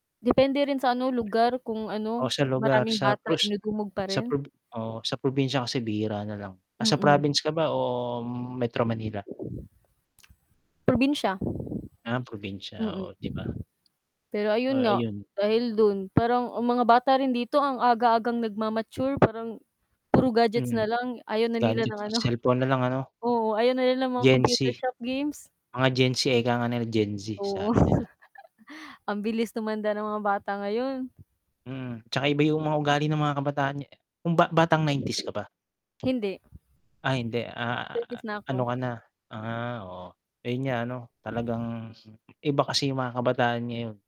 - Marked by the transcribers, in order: static; other background noise; wind; chuckle; chuckle; other noise
- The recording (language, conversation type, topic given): Filipino, unstructured, Anong simpleng gawain ang nagpapasaya sa iyo araw-araw?